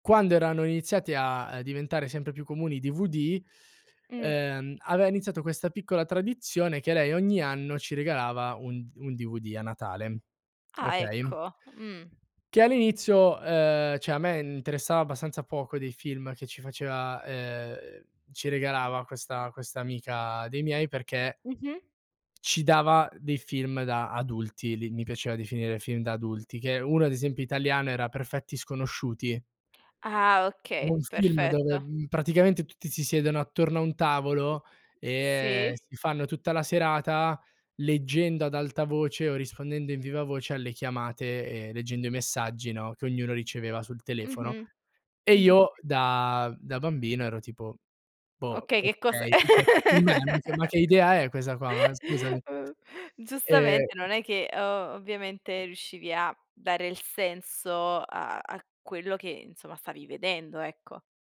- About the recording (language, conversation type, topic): Italian, podcast, Qual è il film che ti ha cambiato la vita?
- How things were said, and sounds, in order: other background noise; tapping; "cioè" said as "ceh"; laugh; "Cioè" said as "Ceh"; unintelligible speech